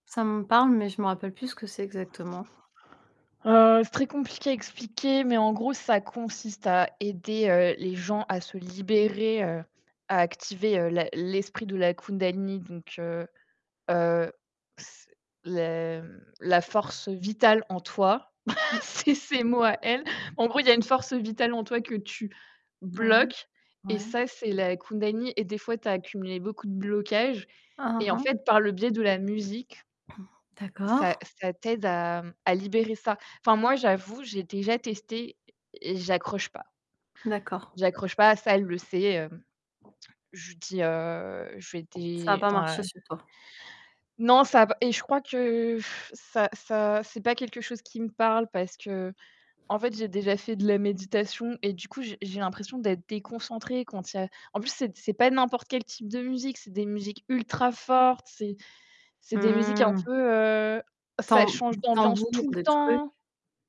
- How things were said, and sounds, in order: tapping; chuckle; laughing while speaking: "c'est ses mots à elle"; other background noise; distorted speech; "kundalini" said as "kundani"; throat clearing; blowing; stressed: "tout"
- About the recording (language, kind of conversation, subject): French, unstructured, Quelle est votre stratégie pour cultiver des relations positives autour de vous ?